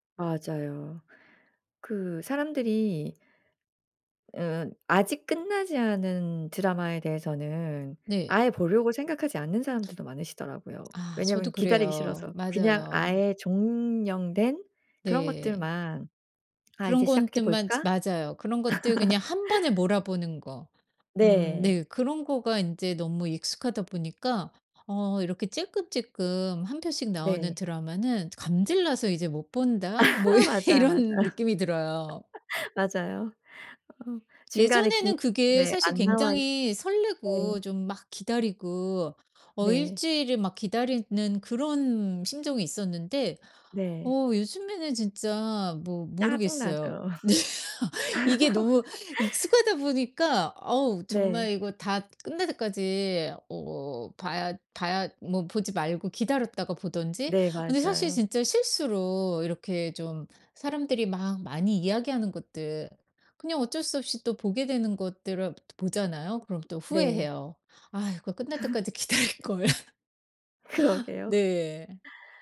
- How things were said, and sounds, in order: other background noise; tapping; "것들만" said as "건들만"; laugh; laugh; laughing while speaking: "이런"; laughing while speaking: "맞아요"; laugh; laughing while speaking: "네"; laugh; other noise; laugh; laughing while speaking: "기다릴걸"; laughing while speaking: "그러게요"
- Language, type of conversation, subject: Korean, podcast, 넷플릭스 같은 스트리밍 서비스가 TV 시청 방식을 어떻게 바꿨다고 생각하시나요?